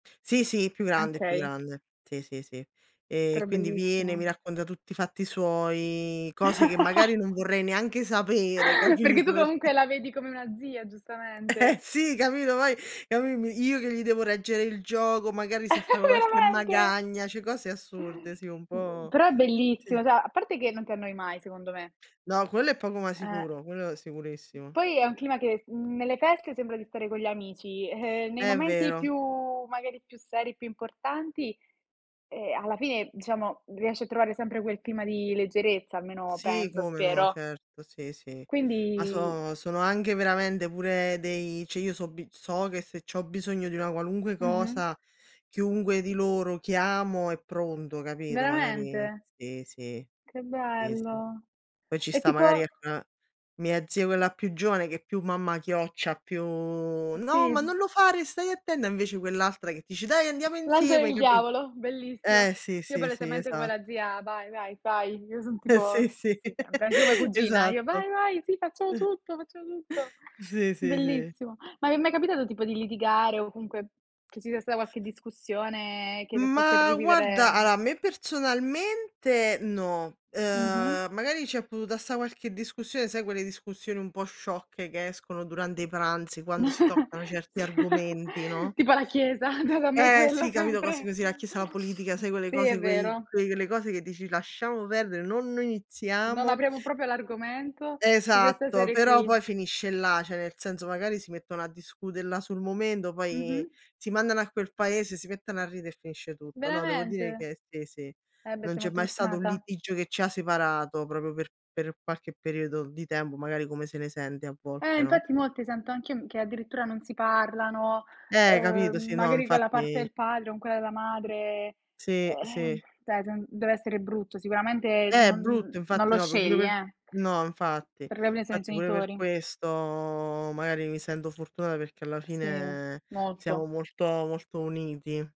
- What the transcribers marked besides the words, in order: "racconta" said as "racconda"; tapping; laugh; laughing while speaking: "perché"; chuckle; laughing while speaking: "Eh sì, capito, poi a me mi"; background speech; chuckle; laughing while speaking: "Veramente?"; "cioè" said as "ceh"; other background noise; "anche" said as "anghe"; "cioè" said as "ceh"; "qualunque" said as "qualungue"; "chiunque" said as "chiungue"; laugh; chuckle; drawn out: "Ma"; "allora" said as "allara"; chuckle; laughing while speaking: "Sì"; laughing while speaking: "già da me quella sempre"; other noise; "cioè" said as "ceh"; "proprio" said as "propio"; "cioè" said as "ceh"; unintelligible speech; drawn out: "questo"
- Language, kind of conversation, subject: Italian, unstructured, Che cosa ti sorprende di più delle tue relazioni familiari?
- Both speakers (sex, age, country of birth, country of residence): female, 20-24, Italy, Italy; female, 30-34, Italy, Italy